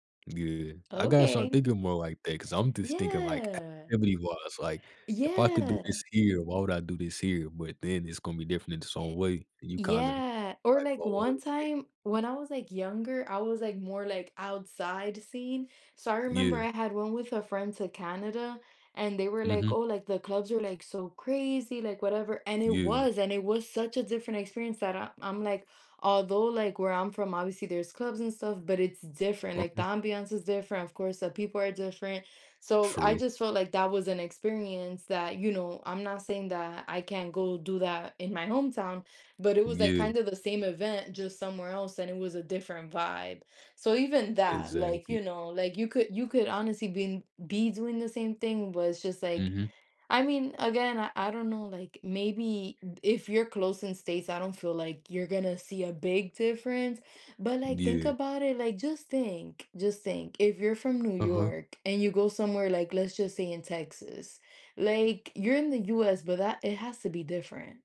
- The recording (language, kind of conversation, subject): English, unstructured, What are some common travel scams and how can you protect yourself while exploring new places?
- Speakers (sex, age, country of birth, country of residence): female, 30-34, United States, United States; male, 20-24, United States, United States
- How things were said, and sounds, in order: tapping; other background noise